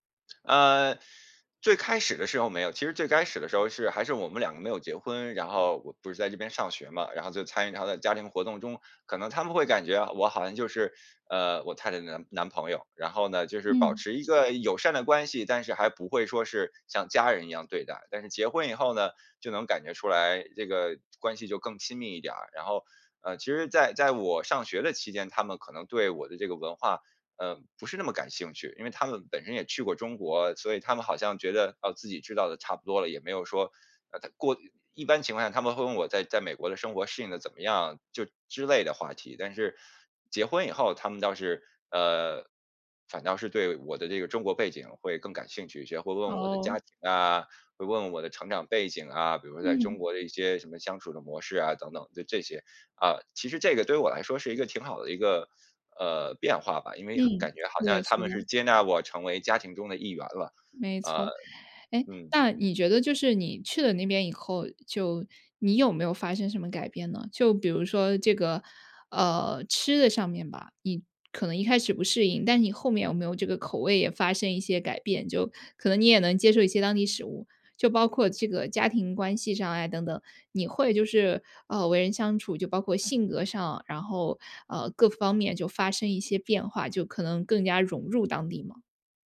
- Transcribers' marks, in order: none
- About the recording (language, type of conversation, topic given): Chinese, podcast, 移民后你最难适应的是什么？